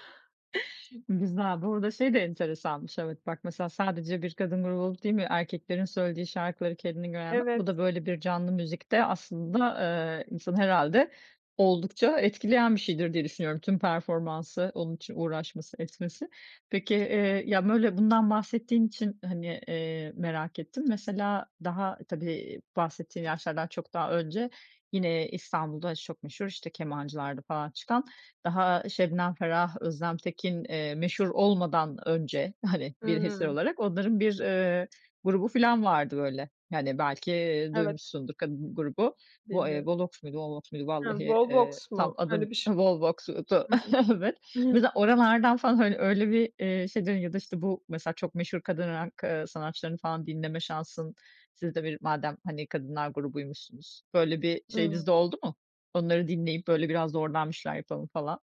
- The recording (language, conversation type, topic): Turkish, podcast, Canlı müzik deneyimleri müzik zevkini nasıl etkiler?
- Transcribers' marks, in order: unintelligible speech; laughing while speaking: "hani"; tapping; chuckle; laughing while speaking: "falan hani"; chuckle